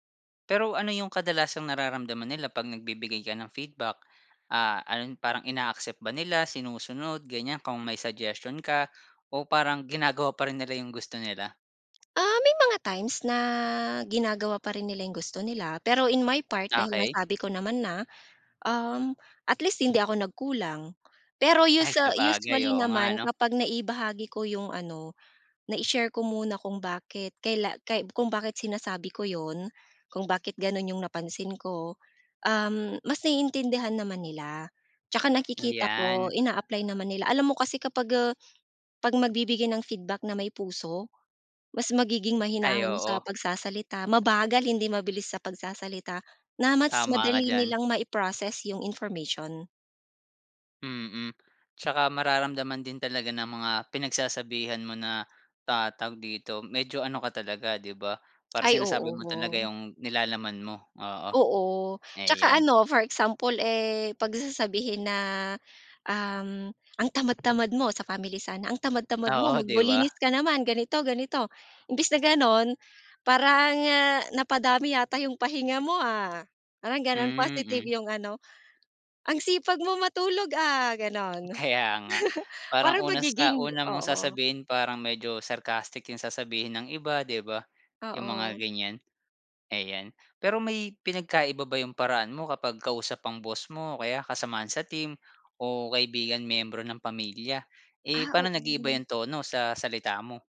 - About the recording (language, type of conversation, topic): Filipino, podcast, Paano ka nagbibigay ng puna nang hindi nasasaktan ang loob ng kausap?
- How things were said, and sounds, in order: tongue click; in English: "in my part"; tapping; other background noise; other animal sound; laugh; in English: "sarcastic"